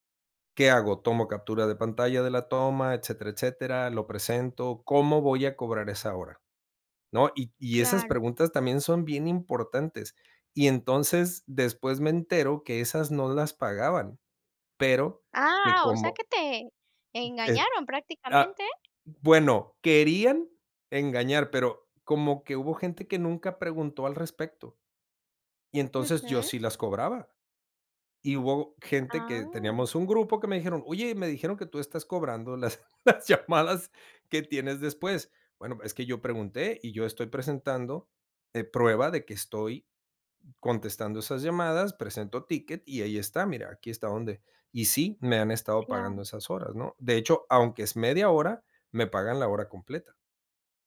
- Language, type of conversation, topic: Spanish, podcast, ¿Qué preguntas conviene hacer en una entrevista de trabajo sobre el equilibrio entre trabajo y vida personal?
- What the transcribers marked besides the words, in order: laughing while speaking: "las, las llamadas"